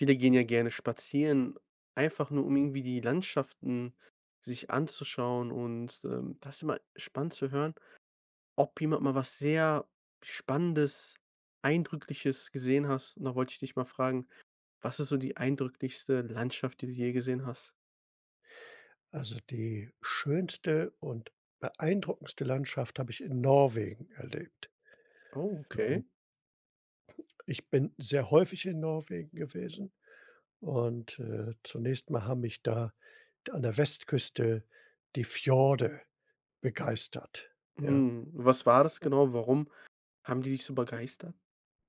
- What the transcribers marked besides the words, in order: other background noise; tapping
- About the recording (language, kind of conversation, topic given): German, podcast, Was war die eindrücklichste Landschaft, die du je gesehen hast?